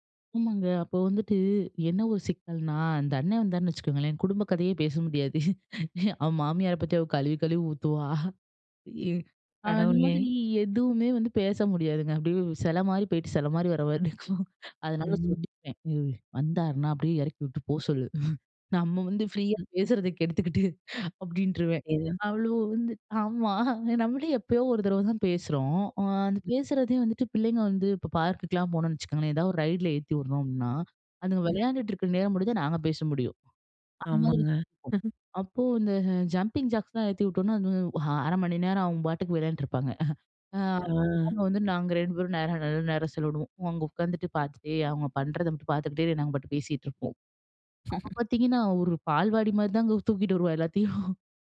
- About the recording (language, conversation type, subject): Tamil, podcast, தூரம் இருந்தாலும் நட்பு நீடிக்க என்ன வழிகள் உண்டு?
- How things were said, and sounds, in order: chuckle; chuckle; chuckle; chuckle; chuckle; other noise; laugh; chuckle; laugh; laugh